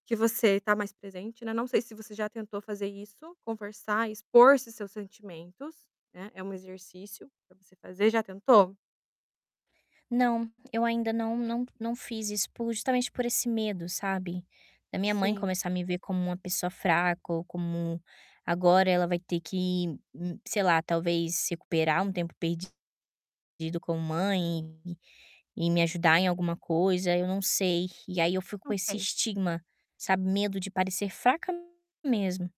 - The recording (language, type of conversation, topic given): Portuguese, advice, Como posso lidar com o medo de ser visto como fraco ao descansar ou pedir ajuda?
- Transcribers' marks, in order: distorted speech